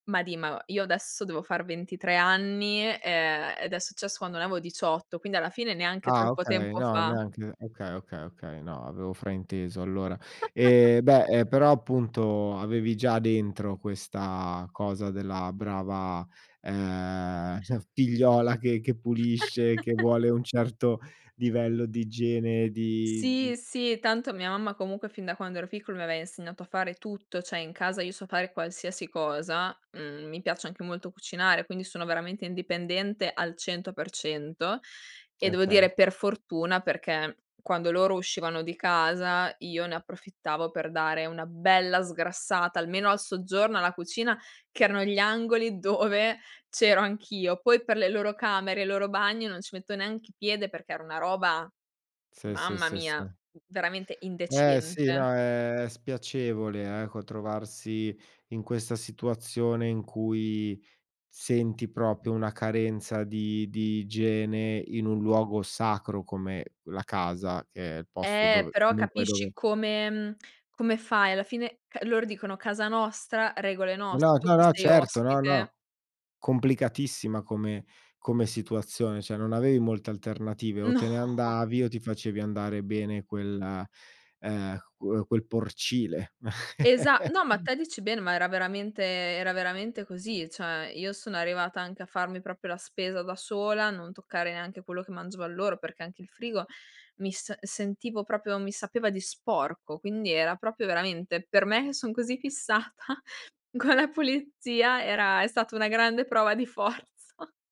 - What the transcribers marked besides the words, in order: "avevo" said as "aveo"; chuckle; chuckle; "aveva" said as "avea"; disgusted: "mamma mia"; "indecente" said as "indeciente"; "proprio" said as "propio"; "cioè" said as "ceh"; laughing while speaking: "No"; chuckle; other noise; "proprio" said as "propio"; "proprio" said as "propio"; "proprio" said as "propio"; laughing while speaking: "per me che son così fissata con la pulizia"; laughing while speaking: "prova di forza"
- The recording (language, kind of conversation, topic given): Italian, podcast, Come decidete chi fa cosa in casa senza litigare?